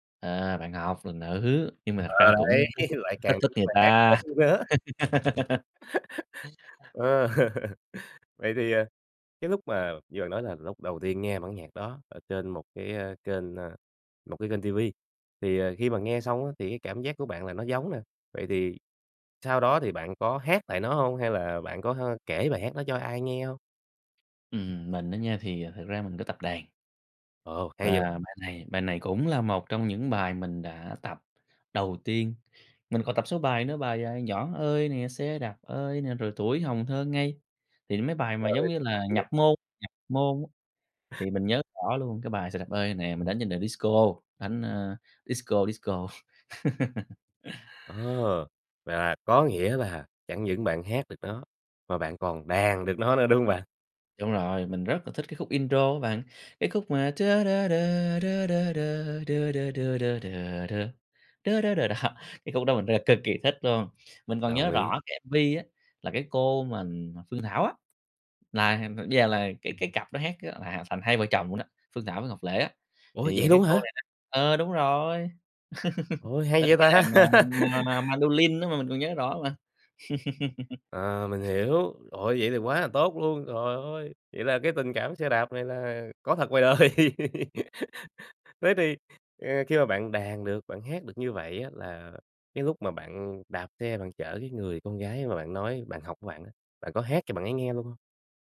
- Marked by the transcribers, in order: other background noise; laughing while speaking: "nữ"; laughing while speaking: "đấy"; laughing while speaking: "nữa. Ờ"; tapping; laugh; laugh; unintelligible speech; laugh; laugh; in English: "intro"; humming a tune; laughing while speaking: "đó"; in English: "MV"; laugh; laugh; laughing while speaking: "đời"; laugh
- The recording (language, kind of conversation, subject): Vietnamese, podcast, Bài hát nào luôn chạm đến trái tim bạn mỗi khi nghe?